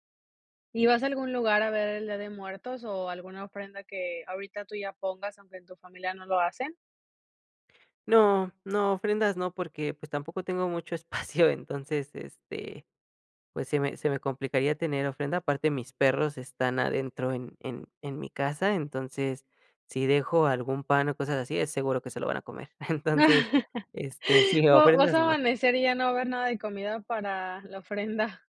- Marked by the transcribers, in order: laughing while speaking: "espacio"; laugh; chuckle
- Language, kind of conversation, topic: Spanish, podcast, ¿Has cambiado alguna tradición familiar con el tiempo? ¿Cómo y por qué?